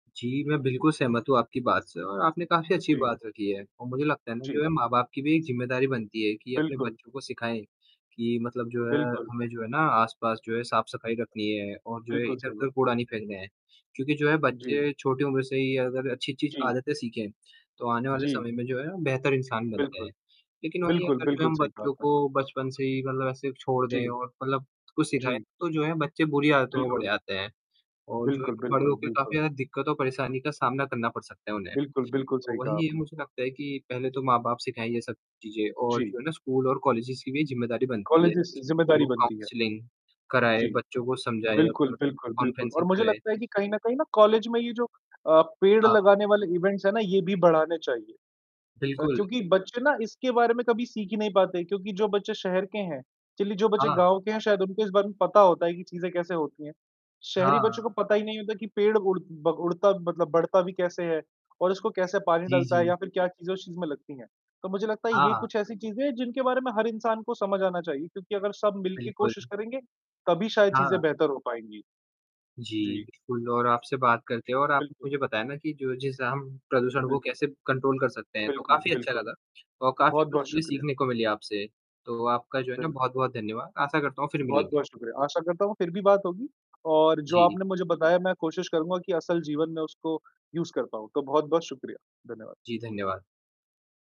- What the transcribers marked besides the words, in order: static; tapping; distorted speech; in English: "कॉलेजेज"; in English: "कॉलेजेज"; in English: "काउंसलिंग"; other noise; in English: "कॉन्फ्रेंसिंग"; in English: "इवेंट्स"; in English: "कंट्रोल"; in English: "यूज़"
- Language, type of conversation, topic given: Hindi, unstructured, आपके आस-पास प्रदूषण के कारण आपको किन-किन दिक्कतों का सामना करना पड़ता है?